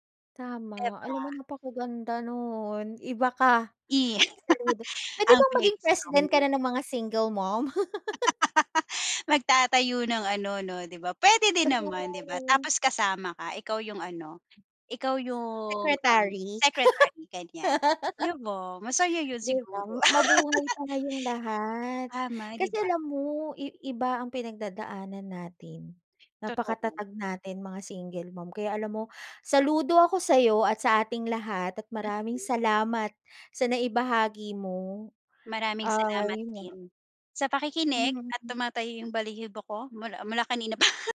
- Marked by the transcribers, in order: chuckle; laugh; drawn out: "True"; tapping; laugh; laugh; laughing while speaking: "pa"
- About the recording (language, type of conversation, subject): Filipino, podcast, Ano ang pinakamalaking desisyong ginawa mo na nagbago ng buhay mo?